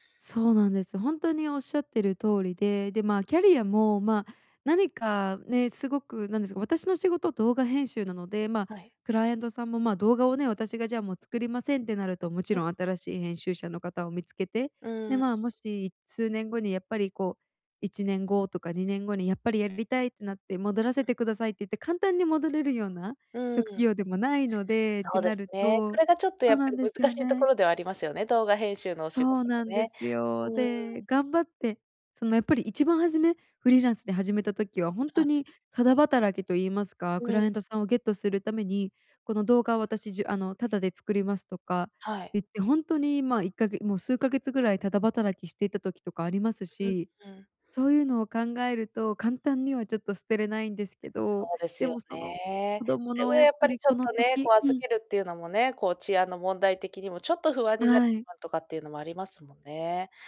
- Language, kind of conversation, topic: Japanese, advice, 人生の優先順位を見直して、キャリアや生活でどこを変えるべきか悩んでいるのですが、どうすればよいですか？
- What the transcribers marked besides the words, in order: other noise; unintelligible speech